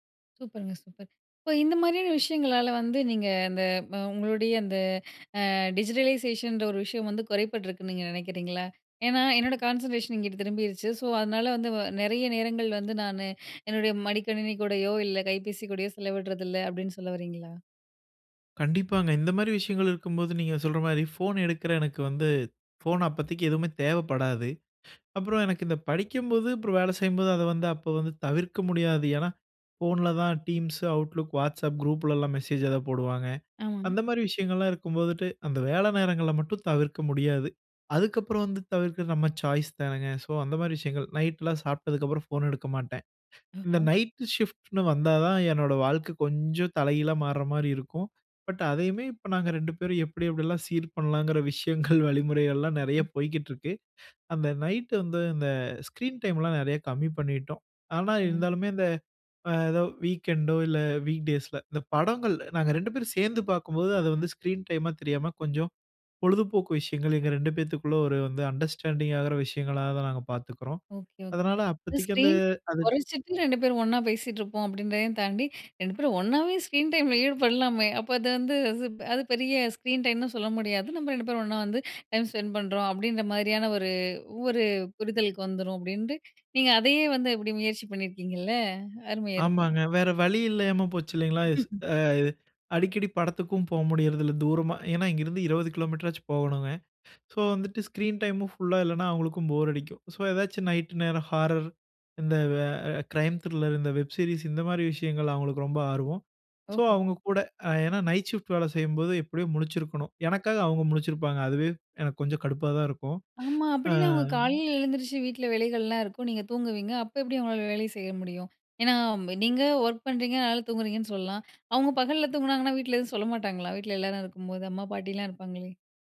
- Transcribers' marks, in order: in English: "டிஜிடலைசேஷன்ற"; in English: "கான்சென்ட்ரேஷன்"; other noise; other background noise; unintelligible speech; "கொஞ்சம்" said as "கொஞ்சொ"; laughing while speaking: "விஷயங்கள், வழிமுறைகள்லாம் நிறைய"; in English: "ஸ்க்ரீன் டைம்லாம்"; in English: "வீக்கெண்டோ"; in English: "வீக் டேஸ்ல"; in English: "ஸ்க்ரீன் டைமா"; in English: "அண்டர்ஸ்டாண்டிங்"; in English: "ஸ்க்ரீன்"; in English: "ஸ்க்ரீன் டைம்ல"; unintelligible speech; in English: "ஸ்க்ரீன் டைம்னு"; chuckle; in English: "ஸ்க்ரீன் டைமும்"; in English: "க்ரைம் த்ரில்லர்"; in English: "வெப் சீரிஸ்"
- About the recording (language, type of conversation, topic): Tamil, podcast, டிஜிட்டல் டிட்டாக்ஸை எளிதாகக் கடைபிடிக்க முடியுமா, அதை எப்படி செய்யலாம்?